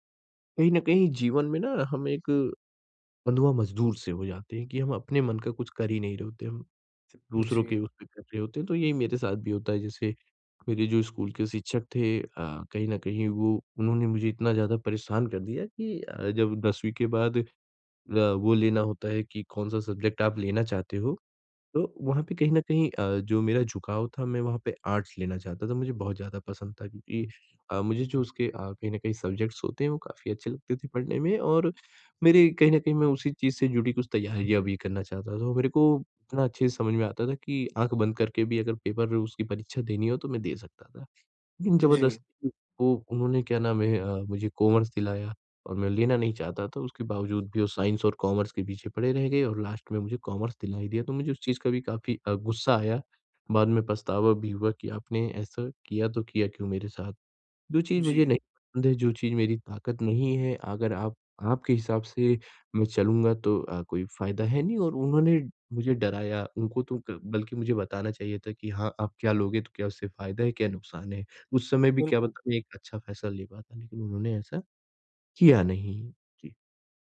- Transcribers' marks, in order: in English: "सब्ज़ेक्ट"; in English: "आर्ट्स"; in English: "सब्ज़ेक्ट्स"; in English: "साइंस"; in English: "लास्ट"
- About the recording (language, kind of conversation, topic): Hindi, advice, आप बाहरी आलोचना के डर को कैसे प्रबंधित कर सकते हैं?